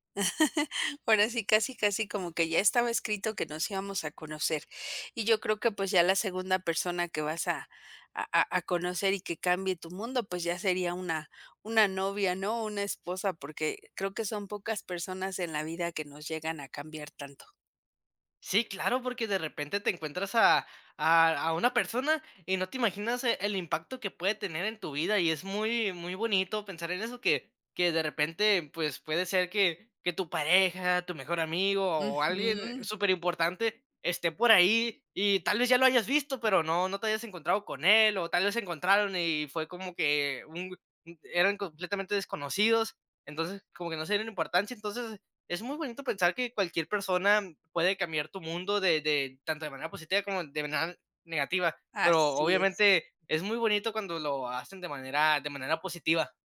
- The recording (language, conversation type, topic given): Spanish, podcast, ¿Has conocido a alguien por casualidad que haya cambiado tu mundo?
- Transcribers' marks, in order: chuckle; tapping